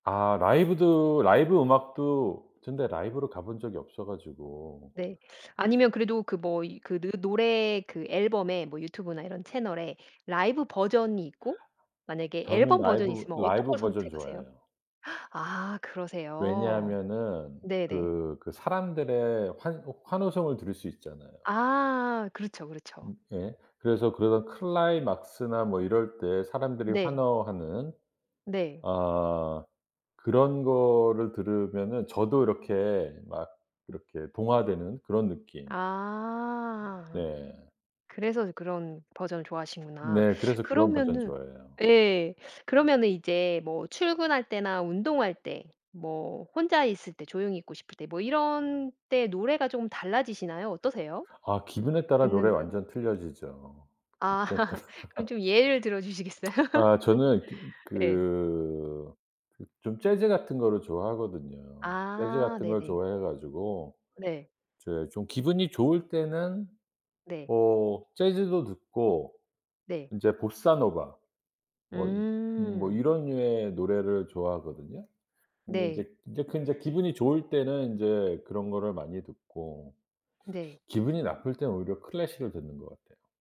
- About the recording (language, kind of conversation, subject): Korean, podcast, 요즘 자주 듣는 노래가 뭐야?
- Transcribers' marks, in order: other background noise; gasp; other noise; tapping; laugh; laughing while speaking: "따"; laugh; laughing while speaking: "주시겠어요?"; laugh